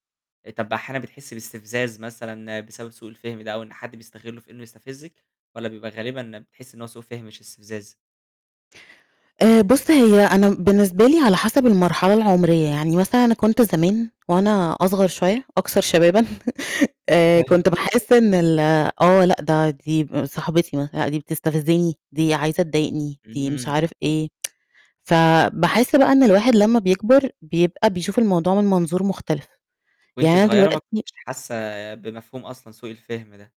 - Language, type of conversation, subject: Arabic, podcast, إزاي بتتعامل مع سوء الفهم؟
- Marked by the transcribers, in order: laugh; other background noise; tsk; distorted speech